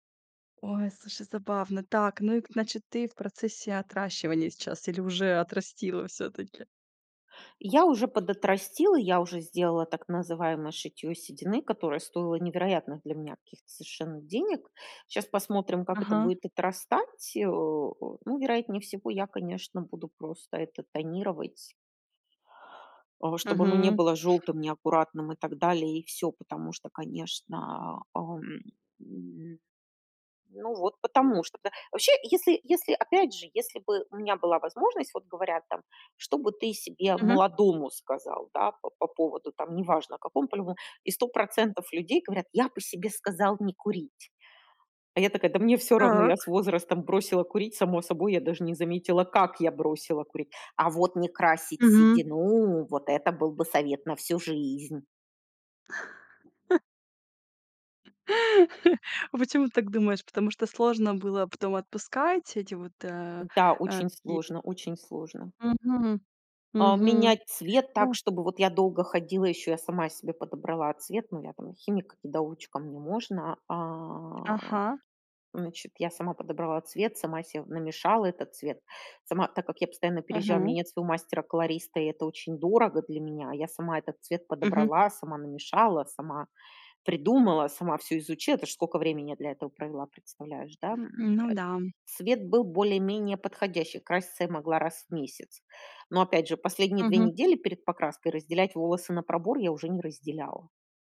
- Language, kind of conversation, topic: Russian, podcast, Что обычно вдохновляет вас на смену внешности и обновление гардероба?
- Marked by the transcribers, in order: tapping; stressed: "как"; other background noise; put-on voice: "А вот не красить седину … на всю жизнь"; chuckle; laugh; drawn out: "А"